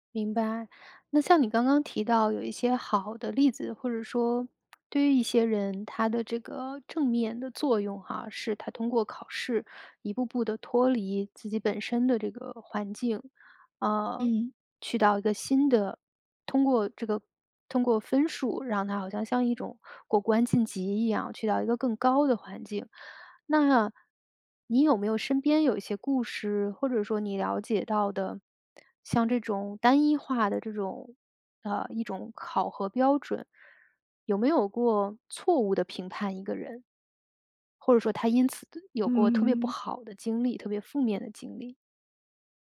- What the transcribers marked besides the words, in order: none
- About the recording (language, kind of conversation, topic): Chinese, podcast, 你怎么看待考试和测验的作用？